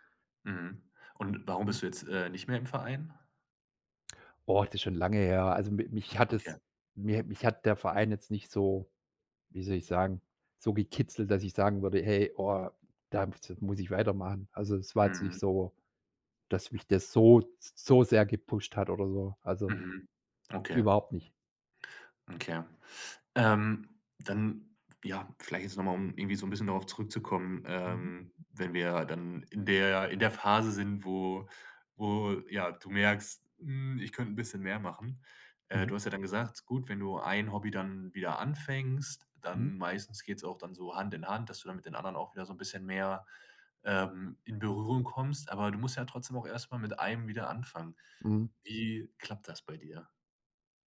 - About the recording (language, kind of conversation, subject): German, podcast, Wie findest du Motivation für ein Hobby, das du vernachlässigt hast?
- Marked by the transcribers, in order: none